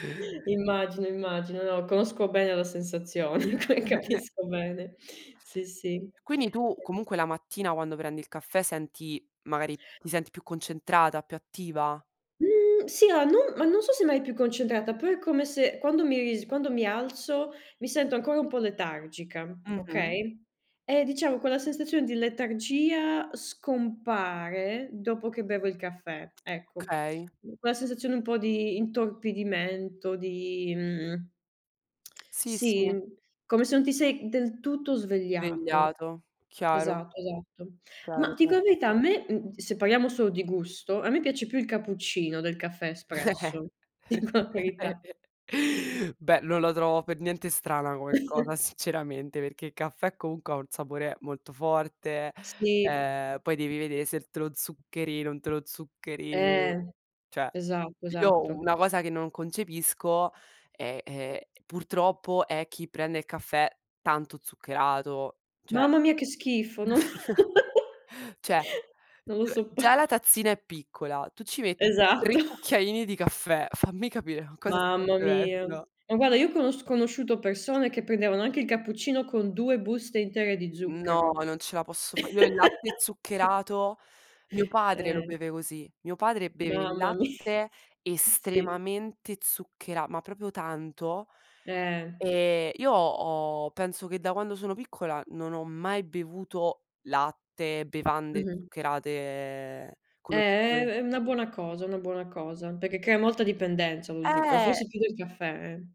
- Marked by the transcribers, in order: chuckle; laughing while speaking: "ca capisco"; other background noise; tapping; "Okay" said as "kay"; tsk; chuckle; laughing while speaking: "Ti dico"; chuckle; chuckle; laughing while speaking: "no"; laugh; laughing while speaking: "soppo"; laughing while speaking: "Esatto"; "guarda" said as "guadda"; laugh; laughing while speaking: "mi"; "zucchero" said as "zucchere"
- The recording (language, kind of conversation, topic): Italian, unstructured, Preferisci il caffè o il tè per iniziare la giornata e perché?